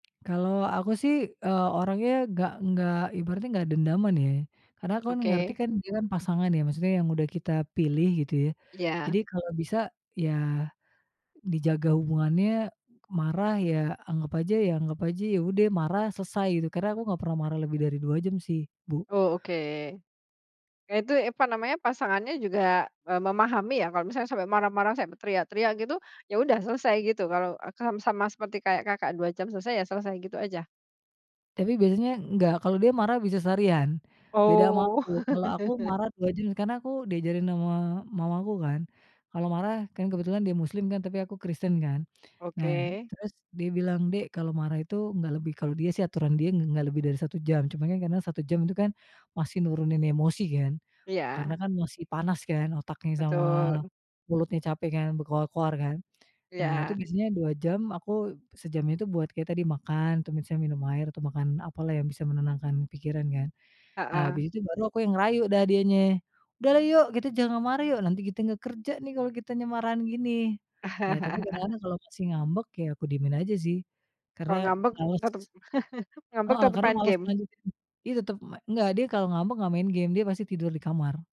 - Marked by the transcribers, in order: tapping; "apa" said as "epa"; chuckle; "misalnya" said as "mitsanya"; chuckle; other background noise; chuckle
- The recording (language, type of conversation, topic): Indonesian, podcast, Bagaimana cara memaafkan kesalahan yang berulang dari orang terdekat?
- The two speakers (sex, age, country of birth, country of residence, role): female, 35-39, Indonesia, Indonesia, guest; female, 45-49, Indonesia, Indonesia, host